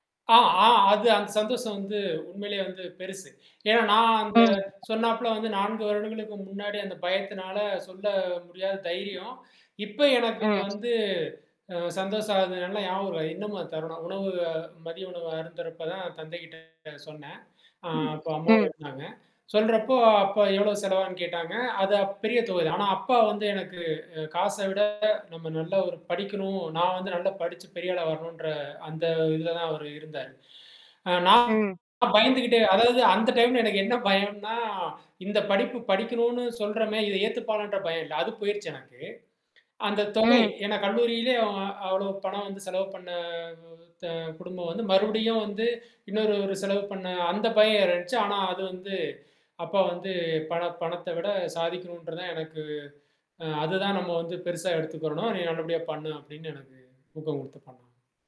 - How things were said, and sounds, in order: static; other background noise; tapping; distorted speech; other noise; chuckle; drawn out: "பண்ண"
- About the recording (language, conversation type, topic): Tamil, podcast, உங்கள் பயம் உங்கள் முடிவுகளை எப்படி பாதிக்கிறது?